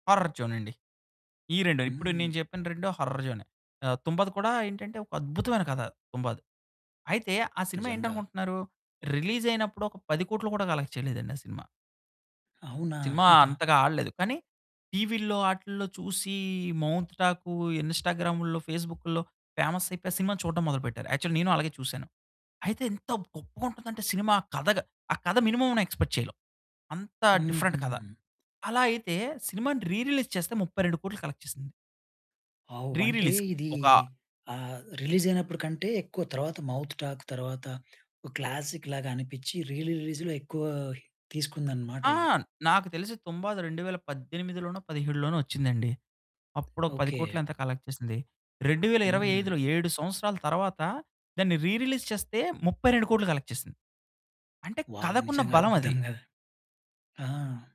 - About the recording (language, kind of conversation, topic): Telugu, podcast, కథను ఆకట్టుకునే ప్రధాన అంశాలు సాధారణంగా ఏవి?
- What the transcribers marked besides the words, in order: in English: "హార్రర్"; in English: "హర్రర్"; in English: "రిలీజ్"; in English: "కలెక్ట్"; giggle; in English: "మౌత్"; in English: "యాక్చువల్లీ"; stressed: "ఎంత"; in English: "మినిమమ్"; in English: "ఎక్స్పెక్ట్"; in English: "డిఫరెంట్"; in English: "రీ రిలీజ్"; in English: "కలెక్ట్"; in English: "వావ్!"; in English: "రీ రిలీజ్‌కి"; in English: "మౌత్ టాక్"; in English: "క్లాసిక్"; in English: "రీ రిలీజ్‌లో"; in English: "కలెక్ట్"; in English: "రీ రిలీజ్"; in English: "కలెక్ట్"; tapping; in English: "వావ్!"